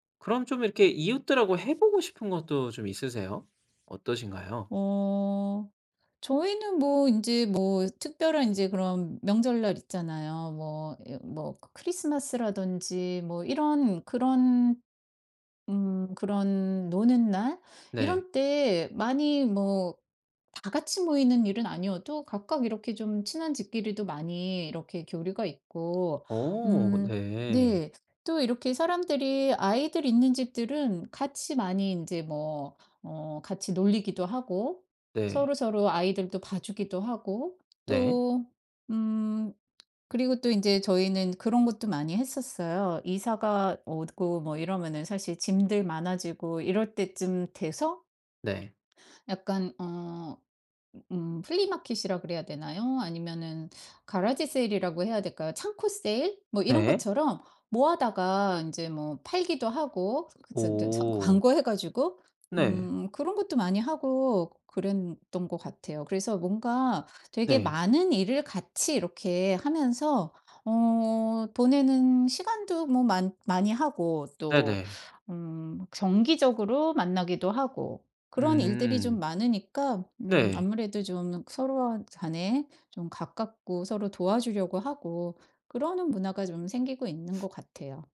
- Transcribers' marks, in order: other background noise; tapping; in English: "플리마켓"; in English: "가라지 세일"
- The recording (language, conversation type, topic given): Korean, podcast, 새 이웃을 환영하는 현실적 방법은 뭐가 있을까?